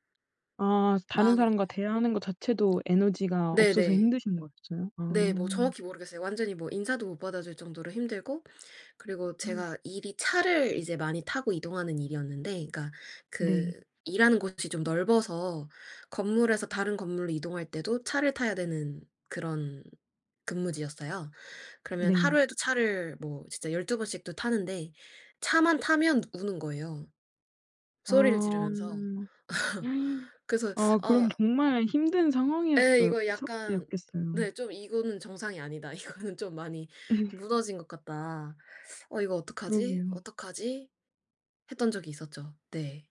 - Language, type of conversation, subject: Korean, podcast, 창작이 막힐 때 어떻게 풀어내세요?
- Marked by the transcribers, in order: other background noise; gasp; gasp; laugh; teeth sucking; laughing while speaking: "이거는"; laugh; teeth sucking